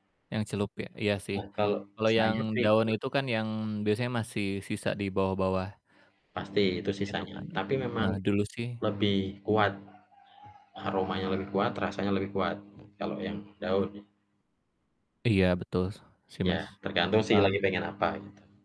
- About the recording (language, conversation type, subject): Indonesian, unstructured, Antara kopi dan teh, mana yang lebih sering Anda pilih?
- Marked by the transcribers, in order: tapping; distorted speech; mechanical hum; other background noise; static; other animal sound